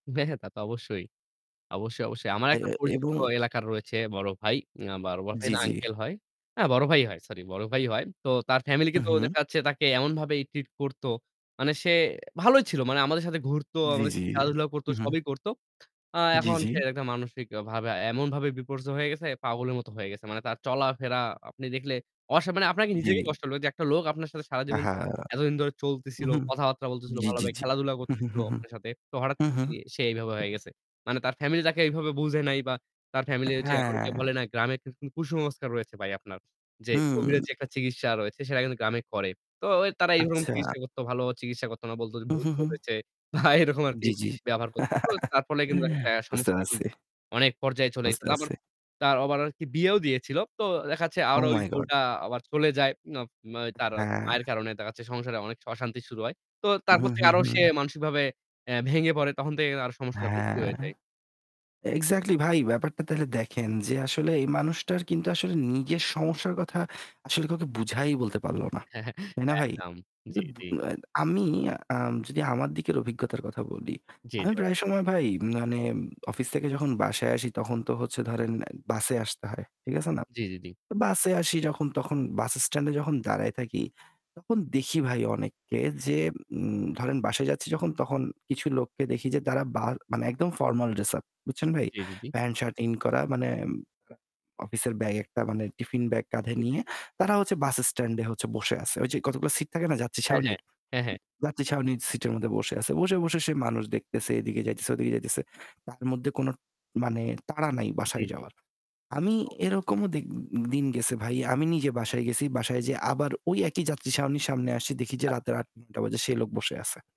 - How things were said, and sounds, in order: static; distorted speech; laughing while speaking: "এরকম"; chuckle; chuckle; unintelligible speech; unintelligible speech
- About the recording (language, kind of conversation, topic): Bengali, unstructured, কেন অনেক মানুষ মানসিক স্বাস্থ্য নিয়ে কথা বলতে ভয় পায়?